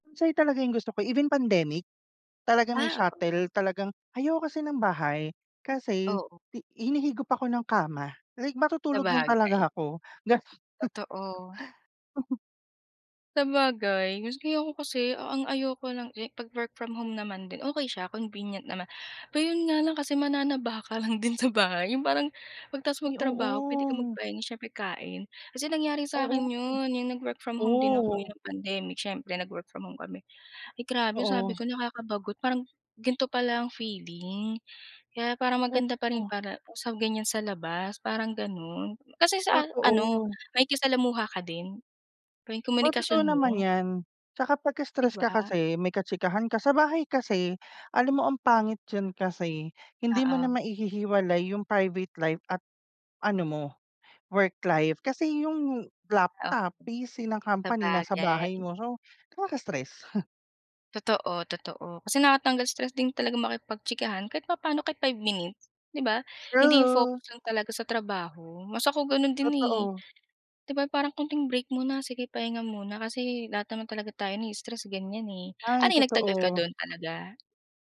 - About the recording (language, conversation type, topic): Filipino, unstructured, Ano ang ipinagmamalaki mong pinakamalaking tagumpay sa trabaho?
- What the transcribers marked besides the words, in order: laugh; laughing while speaking: "mananaba ka lang din sa bahay"; chuckle